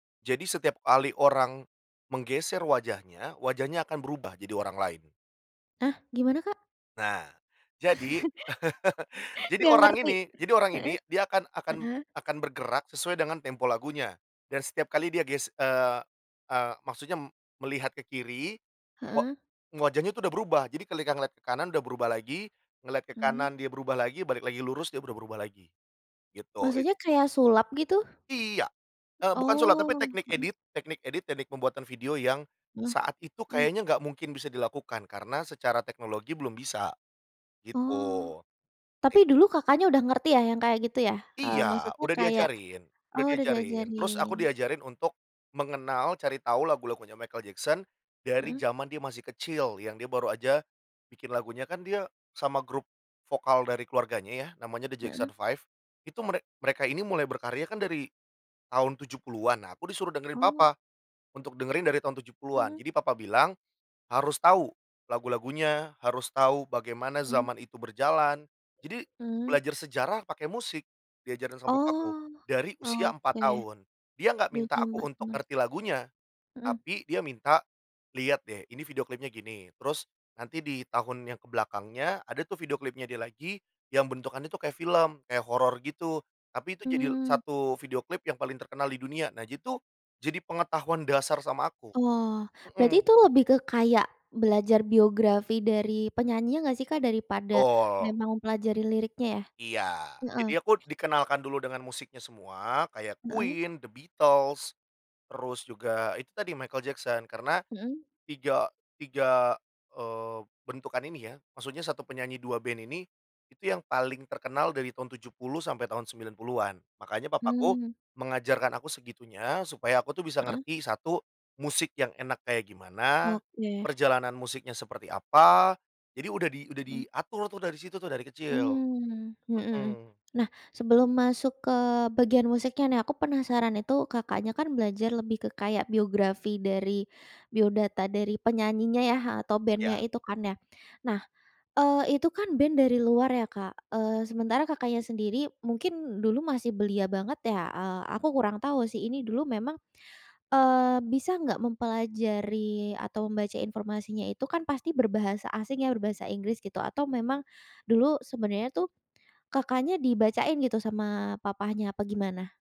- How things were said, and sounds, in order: chuckle; other background noise
- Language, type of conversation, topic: Indonesian, podcast, Bagaimana musik yang sering didengar di keluarga saat kamu kecil memengaruhi selera musikmu sekarang?